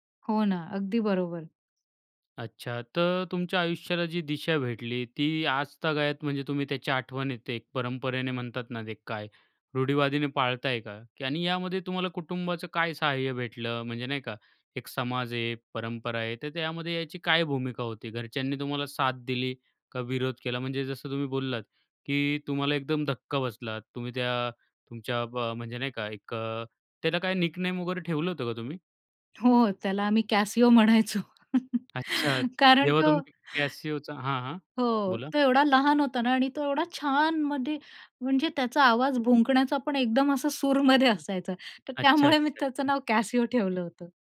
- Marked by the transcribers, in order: other background noise; in English: "निकनेम"; laughing while speaking: "म्हणायचो. कारण तो"; laughing while speaking: "हो"; joyful: "असं सूरमध्ये असायचा, तर त्यामुळे मी त्याचं नाव कॅसिओ ठेवलं होतं"
- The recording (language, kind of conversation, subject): Marathi, podcast, प्रेमामुळे कधी तुमचं आयुष्य बदललं का?